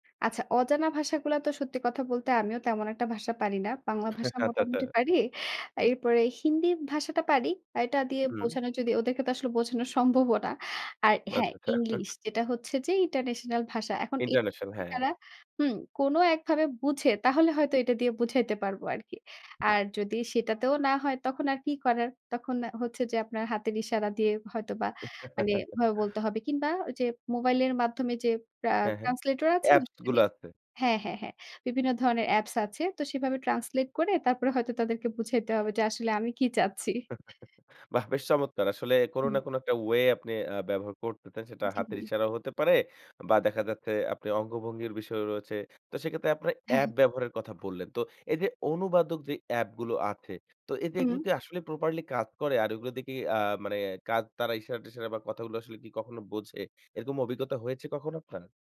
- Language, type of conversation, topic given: Bengali, podcast, ভাষা না জানলে আপনি কীভাবে সম্পর্ক গড়ে তোলেন?
- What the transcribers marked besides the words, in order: tapping; other background noise; laughing while speaking: "হ্যাঁ, হ্যাঁ টাটা"; unintelligible speech; chuckle; chuckle; unintelligible speech; laughing while speaking: "কি চাচ্ছি"; chuckle; in English: "properly"